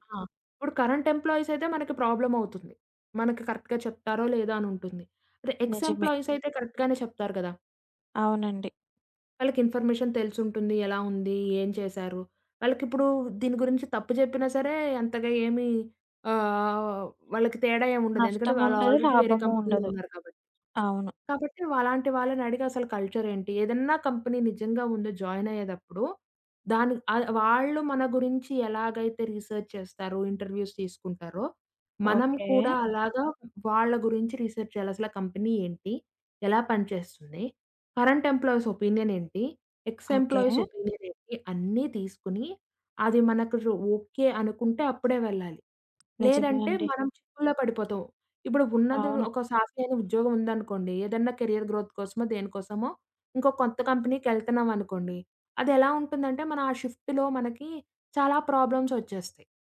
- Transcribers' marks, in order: in English: "కరెంట్"; in English: "కరెక్ట్‌గా"; in English: "ఎక్స్"; other background noise; in English: "కరెక్ట్"; in English: "ఇన్‌ఫర్మేషన్"; in English: "ఆల్రెడీ"; in English: "కంపెనీ‌లో"; in English: "కల్చర్"; in English: "కంపెనీ"; in English: "జాయిన్"; in English: "రిసర్చ్"; in English: "ఇంటర్వ్యూస్"; in English: "రీసెర్చ్"; in English: "కంపెనీ"; in English: "కరెంట్ ఎంప్లాయీస్ ఒపీనియన్"; in English: "ఎక్స్ ఎంప్లాయీస్ ఒపీనియన్"; tapping; in English: "కెరియర్ గ్రోత్"; in English: "షిఫ్ట్‌లో"
- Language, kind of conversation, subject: Telugu, podcast, ఆఫీస్ సమయం ముగిసాక కూడా పని కొనసాగకుండా మీరు ఎలా చూసుకుంటారు?